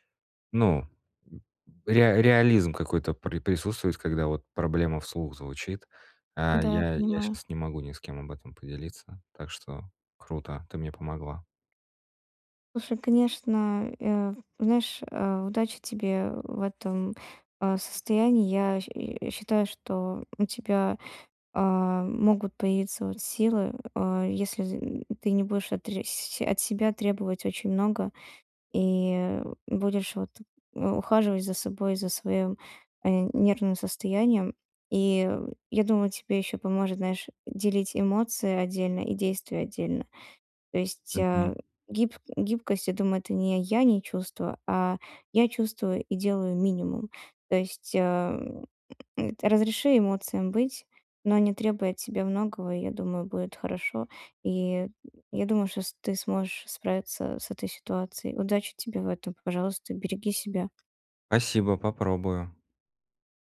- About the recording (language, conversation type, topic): Russian, advice, Как мне стать более гибким в мышлении и легче принимать изменения?
- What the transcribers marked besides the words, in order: other background noise; tapping